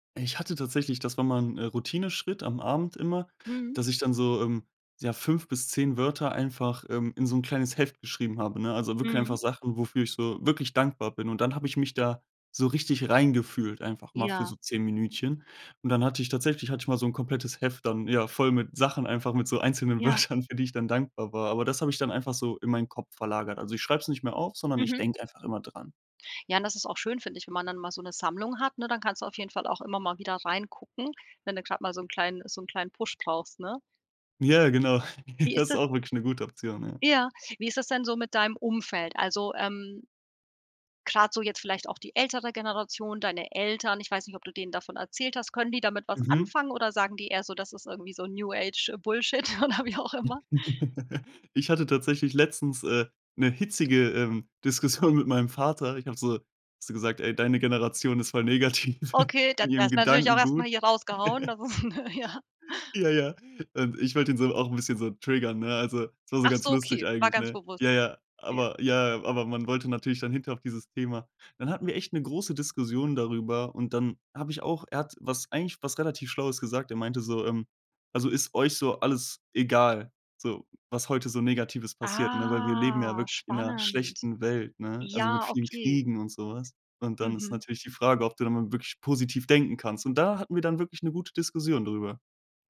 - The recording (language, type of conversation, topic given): German, podcast, Welche Gewohnheit hat dein Leben am meisten verändert?
- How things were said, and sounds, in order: laughing while speaking: "Wörtern"; chuckle; in English: "New Age Bullshit"; laughing while speaking: "oder wie auch"; other background noise; chuckle; tapping; laughing while speaking: "Diskussion"; laughing while speaking: "negativ"; chuckle; laughing while speaking: "das ist ne, ja"; drawn out: "Ah"